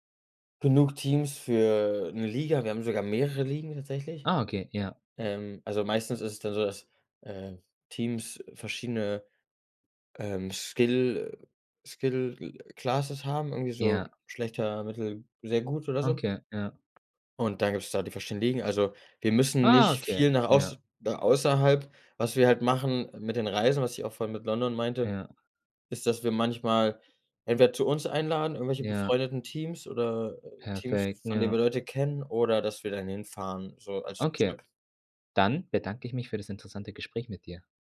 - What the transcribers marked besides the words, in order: in English: "Skill Skill classes"; other background noise; surprised: "Ah"; tapping
- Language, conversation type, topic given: German, podcast, Kannst du von einer Reise erzählen, die anders lief als geplant?